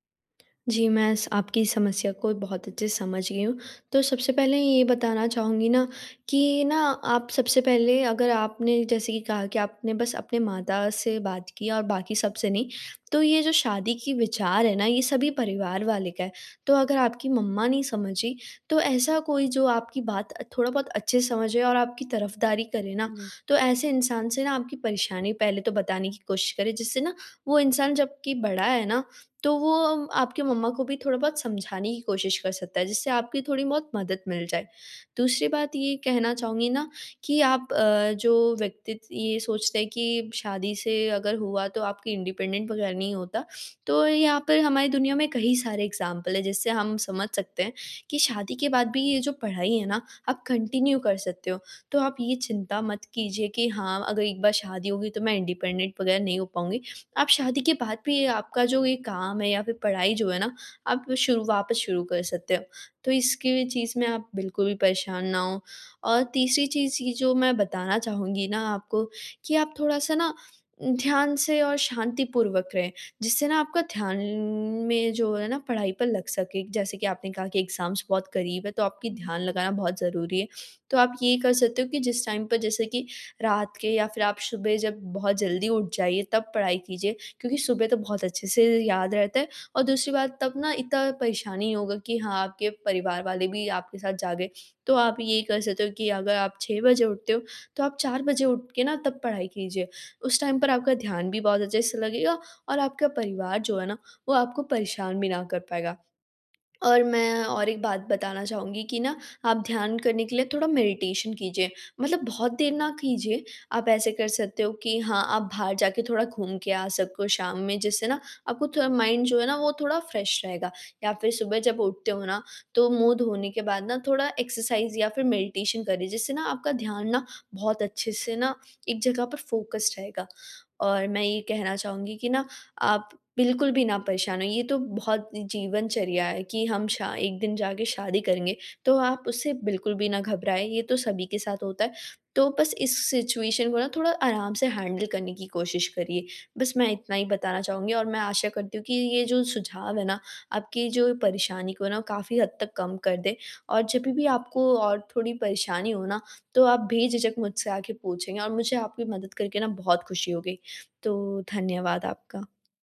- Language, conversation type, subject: Hindi, advice, मेरा ध्यान दिनभर बार-बार भटकता है, मैं साधारण कामों पर ध्यान कैसे बनाए रखूँ?
- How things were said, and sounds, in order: tapping; "व्यक्ति" said as "व्यक्तित"; in English: "इंडिपेंडेंट"; in English: "एग्ज़ाम्पल"; in English: "कंटिन्यू"; in English: "इंडिपेंडेंट"; drawn out: "ध्यान"; in English: "एग्ज़ाम्स"; in English: "टाइम"; in English: "टाइम"; in English: "मेडिटेशन"; in English: "माइंड"; in English: "फ्रेश"; in English: "एक्सरसाइज़"; in English: "मेडिटेशन"; in English: "फोकस्ड"; in English: "सिचुएशन"; in English: "हैंडल"